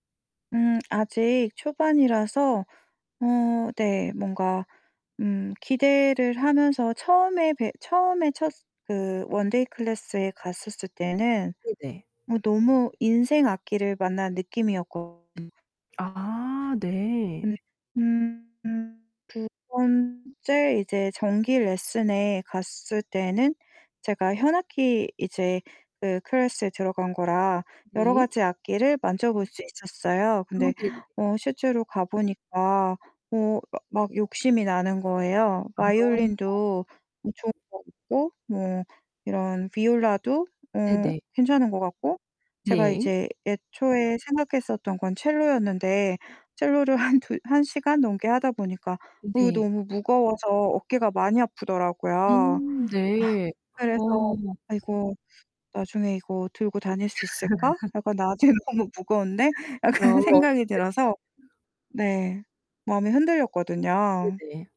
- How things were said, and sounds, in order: other background noise; distorted speech; put-on voice: "바이올린도"; put-on voice: "비올라도"; laughing while speaking: "한"; laugh; laugh; laughing while speaking: "나중에는"; laughing while speaking: "약간"
- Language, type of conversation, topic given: Korean, advice, 새로운 취미를 통해 자기 정체성을 찾고 싶을 때 어떻게 시작하면 좋을까요?